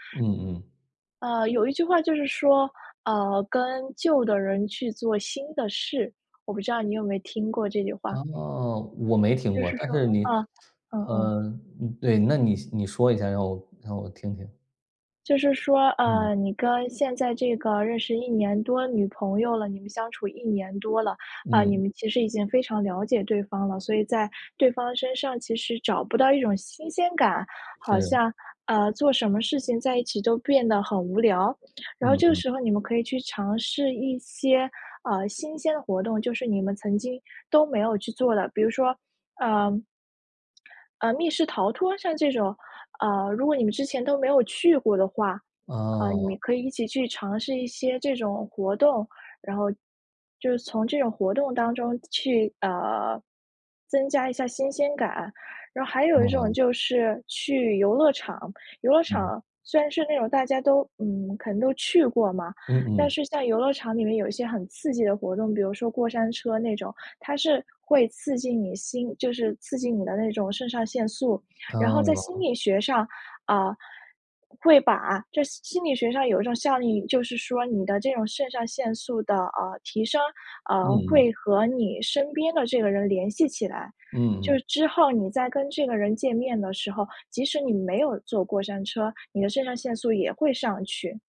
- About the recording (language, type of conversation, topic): Chinese, advice, 当你感觉伴侣渐行渐远、亲密感逐渐消失时，你该如何应对？
- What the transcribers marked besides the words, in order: other background noise; tapping; other noise; lip smack